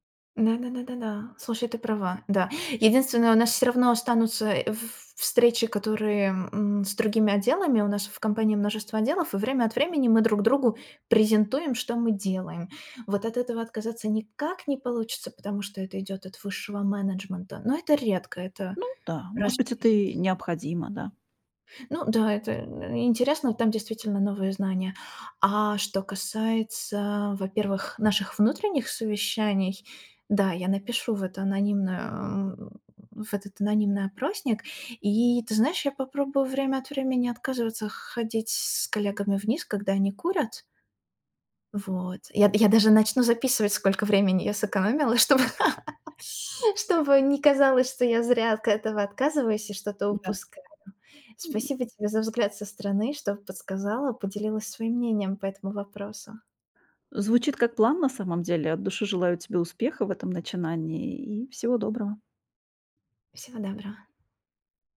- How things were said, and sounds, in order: laugh
- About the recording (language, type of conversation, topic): Russian, advice, Как сократить количество бессмысленных совещаний, которые отнимают рабочее время?